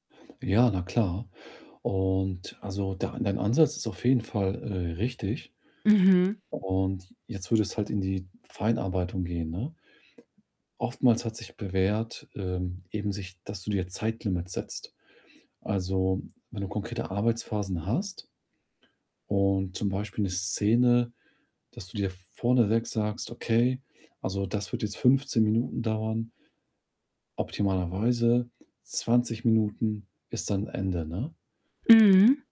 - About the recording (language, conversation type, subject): German, advice, Wie blockiert dein Perfektionismus deinen Fortschritt bei Aufgaben?
- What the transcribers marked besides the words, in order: static; distorted speech